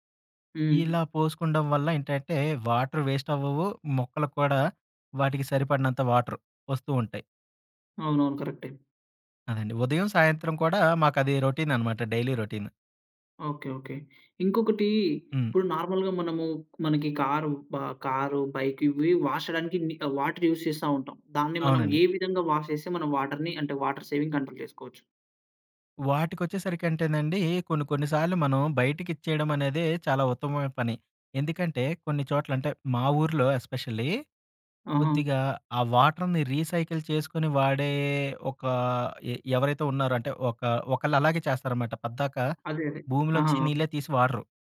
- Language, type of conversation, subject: Telugu, podcast, ఇంట్లో నీటిని ఆదా చేసి వాడడానికి ఏ చిట్కాలు పాటించాలి?
- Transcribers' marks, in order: in English: "వాటర్ వేస్ట్"; in English: "వాటర్"; in English: "రొటీన్"; in English: "డైలీ రొటీన్"; in English: "నార్మల్‌గా"; in English: "వాష్"; in English: "వాటర్ యూస్"; in English: "వాష్"; in English: "వాటర్ సేవింగ్ కంట్రోల్"; in English: "ఎస్పెషల్లీ"; in English: "వాటర్‌ని రీసైకిల్"; other background noise